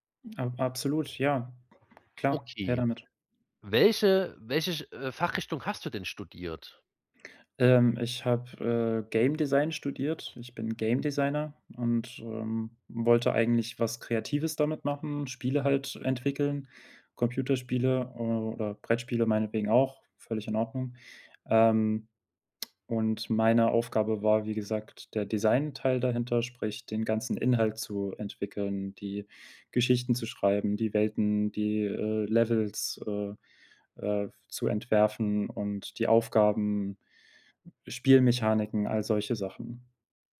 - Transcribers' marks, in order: none
- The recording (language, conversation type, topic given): German, advice, Berufung und Sinn im Leben finden